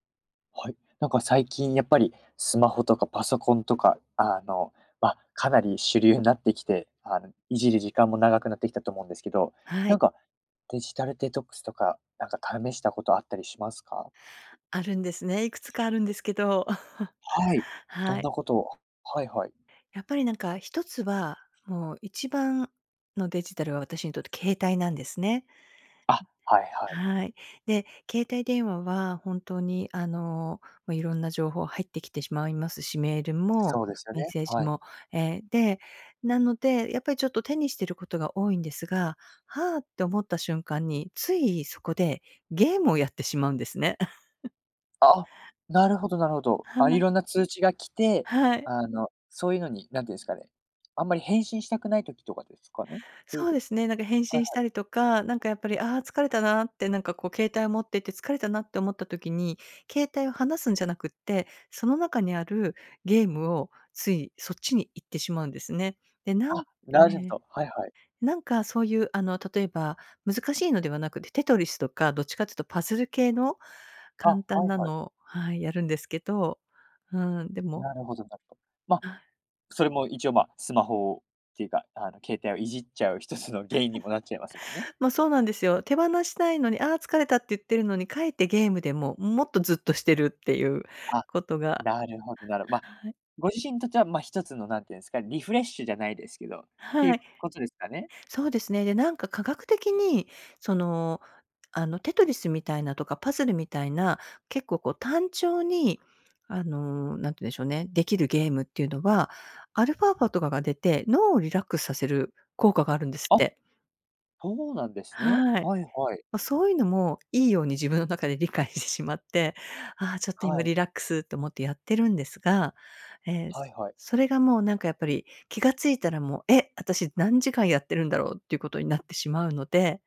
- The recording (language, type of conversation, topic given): Japanese, podcast, デジタルデトックスを試したことはありますか？
- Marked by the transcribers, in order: chuckle; giggle; giggle